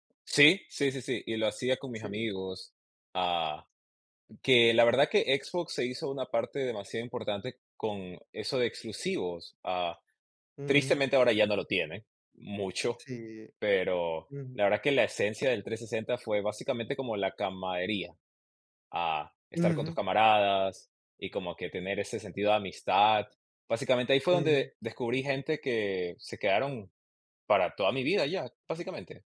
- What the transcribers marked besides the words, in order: none
- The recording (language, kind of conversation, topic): Spanish, podcast, ¿Cómo descubriste tu pasatiempo favorito?